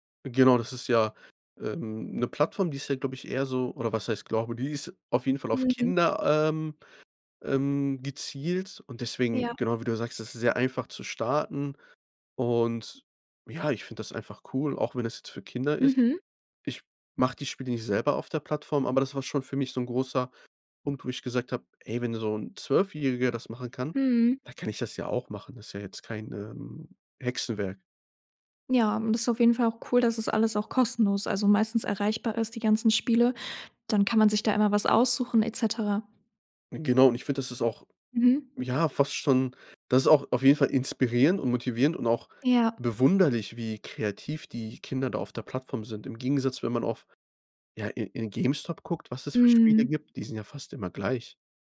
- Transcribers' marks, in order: other background noise
- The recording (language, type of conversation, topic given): German, podcast, Wie bewahrst du dir langfristig die Freude am kreativen Schaffen?